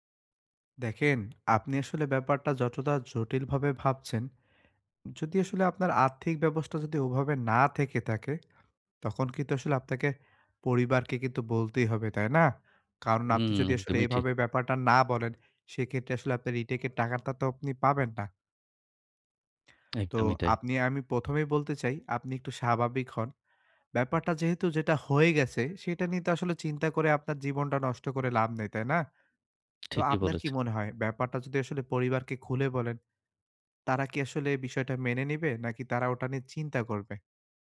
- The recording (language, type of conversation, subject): Bengali, advice, চোট বা ব্যর্থতার পর আপনি কীভাবে মানসিকভাবে ঘুরে দাঁড়িয়ে অনুপ্রেরণা বজায় রাখবেন?
- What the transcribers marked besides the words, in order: other background noise; tapping